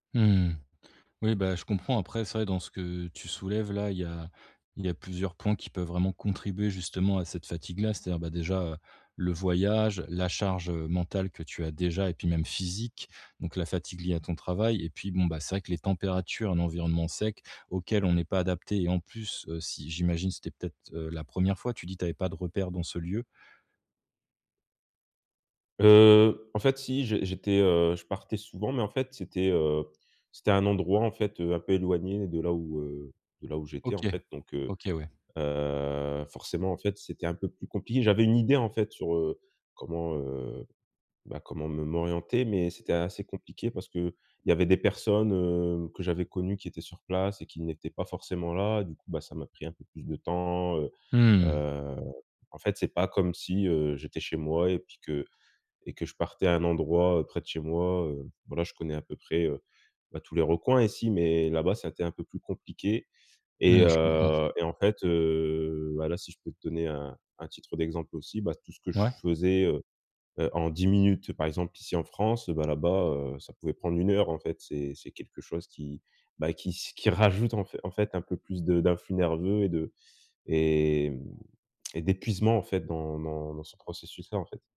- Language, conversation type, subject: French, advice, Comment gérer la fatigue et la surcharge pendant les vacances sans rater les fêtes ?
- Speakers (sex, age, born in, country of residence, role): male, 25-29, France, France, user; male, 35-39, France, France, advisor
- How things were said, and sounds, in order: stressed: "physique"; tapping